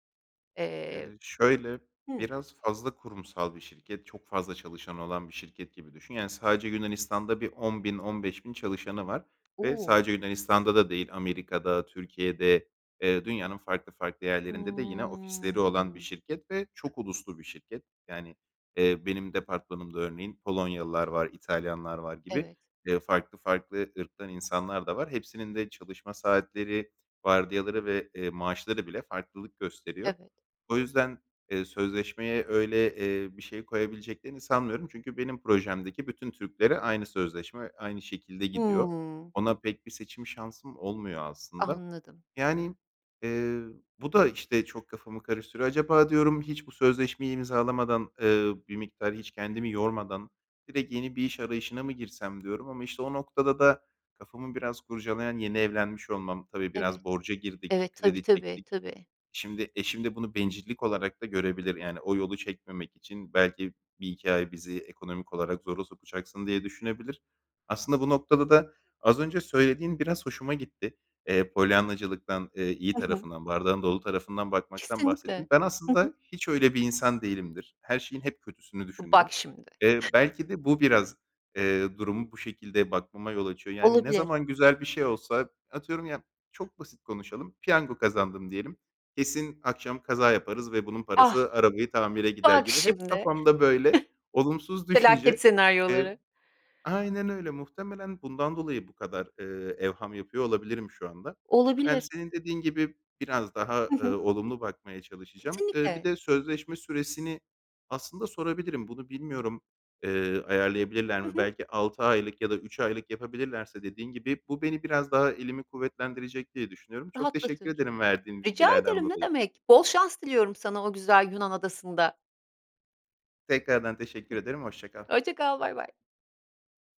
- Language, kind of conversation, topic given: Turkish, advice, Evden çalışma veya esnek çalışma düzenine geçişe nasıl uyum sağlıyorsunuz?
- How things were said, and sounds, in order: drawn out: "Hımm"; other noise; tapping; other background noise; unintelligible speech